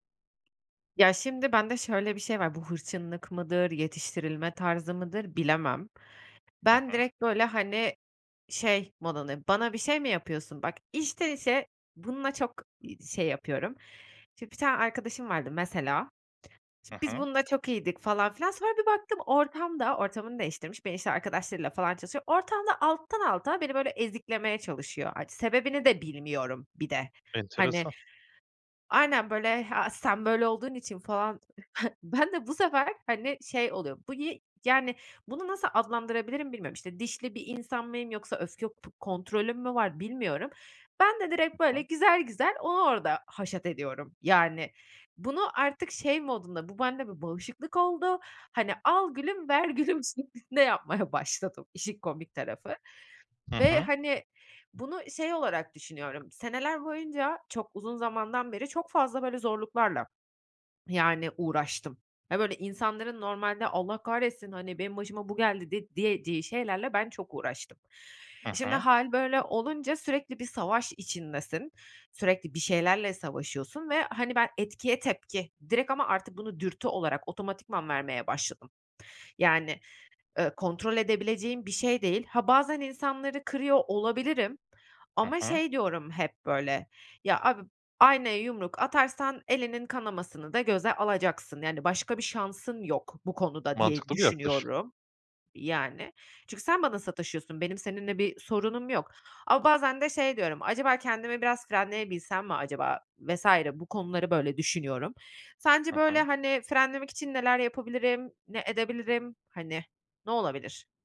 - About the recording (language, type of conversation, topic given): Turkish, advice, Açlık veya stresliyken anlık dürtülerimle nasıl başa çıkabilirim?
- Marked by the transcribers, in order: other background noise; put-on voice: "Ha, sen böyle olduğun için"; other noise; chuckle; laughing while speaking: "gülüm şeklinde"; swallow; put-on voice: "Allah kahretsin, hani, benim başıma bu geldi"